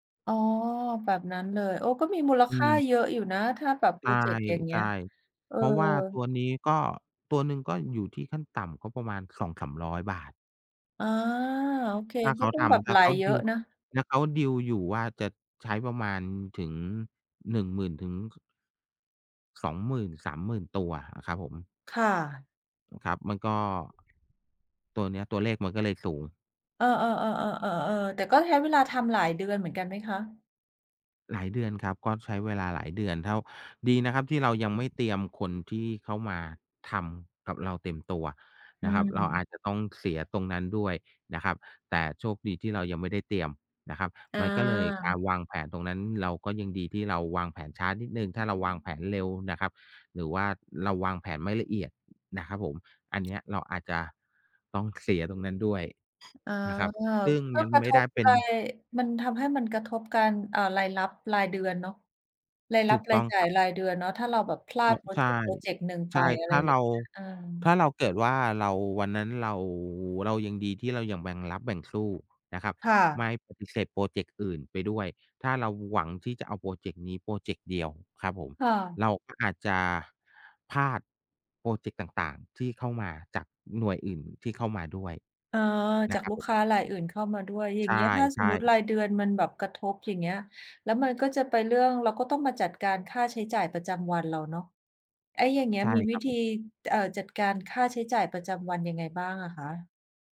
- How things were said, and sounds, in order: other noise; other background noise; tapping
- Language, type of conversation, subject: Thai, unstructured, การตั้งงบประมาณช่วยให้ชีวิตง่ายขึ้นไหม?